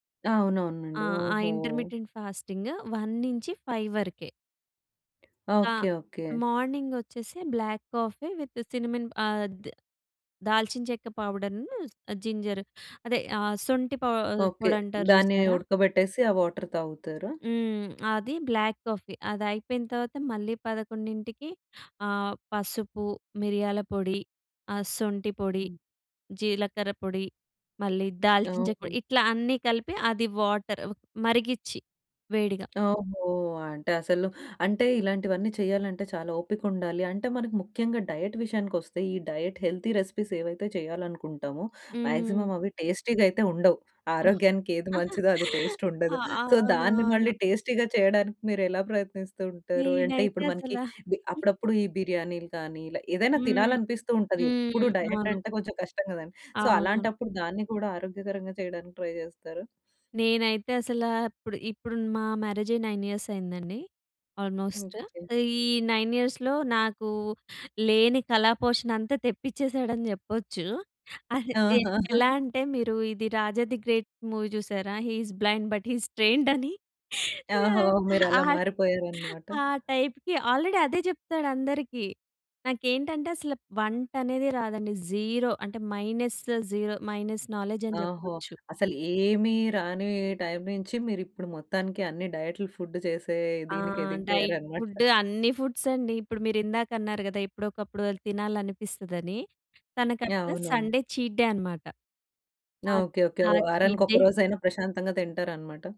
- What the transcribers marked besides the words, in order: in English: "ఇంటర్మిటెంట్ ఫాస్టింగ్. వన్ నుంచి ఫైవ్"; other background noise; in English: "మార్నింగ్"; in English: "బ్లాక్ కాఫీ విత్ సినమన్"; in English: "పౌడర్, జింజర్"; in English: "వాటర్"; in English: "బ్లాక్ కాఫీ"; in English: "వాటర్"; in English: "డైట్"; in English: "డైట్ హెల్తీ రెసిపీస్"; in English: "మాక్సిమం"; in English: "టేస్టీ‌గా"; laugh; in English: "టేస్ట్"; in English: "సో"; in English: "టేస్టీ‌గా"; chuckle; in English: "డైట్"; in English: "సో"; in English: "ట్రై"; in English: "మ్యారేజ్"; in English: "నైన్ ఇయర్స్"; in English: "ఆల్మోస్ట్"; in English: "నైన్ ఇయర్స్‌లో"; chuckle; in English: "రాజా ది గ్రేట్ మూవీ"; in English: "హి ఈస్ బ్లైండ్ బట్ హి ఈస్ ట్రెయిన్‌డ్"; laugh; in English: "టైప్‌కి ఆల్రెడీ"; in English: "జీరో"; in English: "మైనస్ జీరో మైనస్ నాలెడ్జ్"; in English: "టైమ్"; in English: "ఫుడ్"; in English: "డైట్ ఫుడ్"; in English: "ఫుడ్స్"; in English: "సండే చీట్ డే"; in English: "చీట్ డే"
- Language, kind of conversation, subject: Telugu, podcast, డైట్ పరిమితులు ఉన్నవారికి రుచిగా, ఆరోగ్యంగా అనిపించేలా వంటలు ఎలా తయారు చేస్తారు?